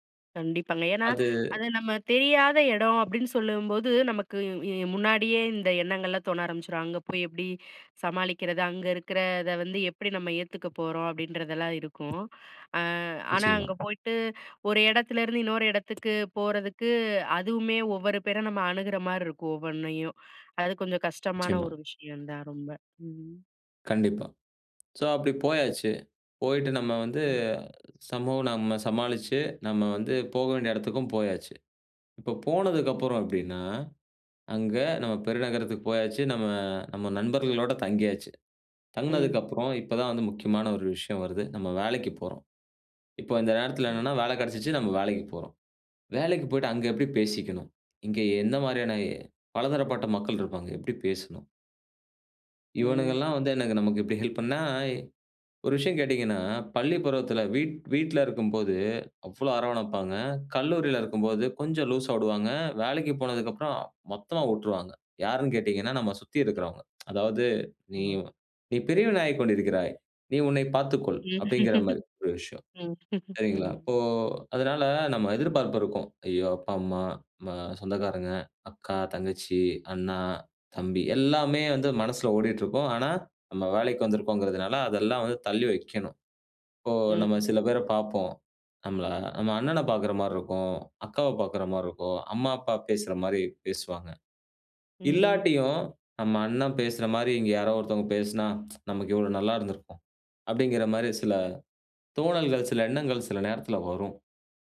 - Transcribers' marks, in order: inhale; other background noise; "வீட்டில" said as "வீட்ல"; "அவ்வளவு" said as "அவ்ளோ"; "விடுவாங்க" said as "உடுவாங்க"; "விட்டுருவாங்க" said as "உட்ருவாங்க"; other noise; tongue click; laughing while speaking: "ம், ம்"; tsk
- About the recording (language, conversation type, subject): Tamil, podcast, சிறு நகரத்திலிருந்து பெரிய நகரத்தில் வேலைக்குச் செல்லும்போது என்னென்ன எதிர்பார்ப்புகள் இருக்கும்?